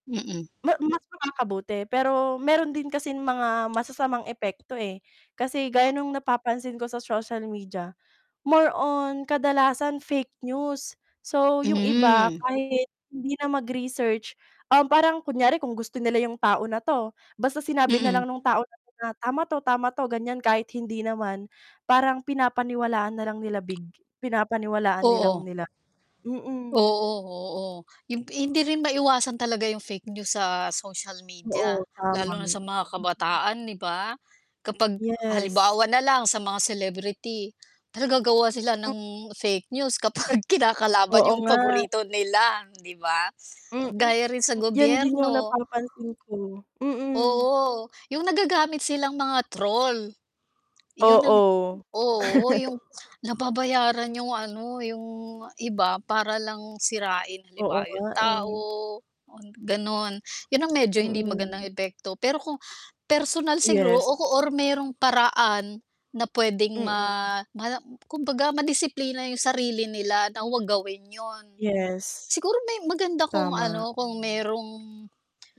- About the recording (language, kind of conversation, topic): Filipino, unstructured, Paano mo tinitingnan ang papel ng mga kabataan sa mga kasalukuyang isyu?
- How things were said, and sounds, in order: static; distorted speech; mechanical hum; "nalang" said as "nilang"; other background noise; tapping; laughing while speaking: "kapag"; laugh